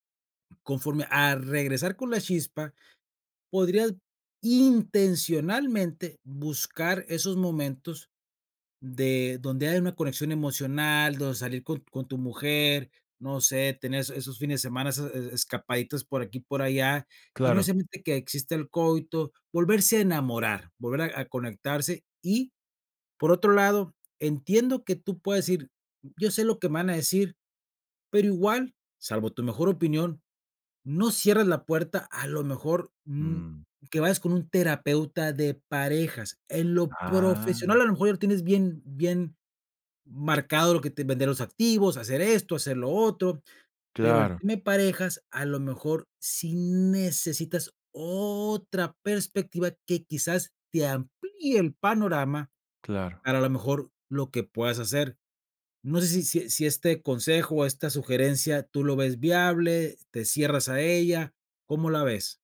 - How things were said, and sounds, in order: other background noise; stressed: "intencionalmente"; drawn out: "Ah"; drawn out: "otra"
- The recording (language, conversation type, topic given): Spanish, advice, ¿Cómo puedo manejar la fatiga y la desmotivación después de un fracaso o un retroceso?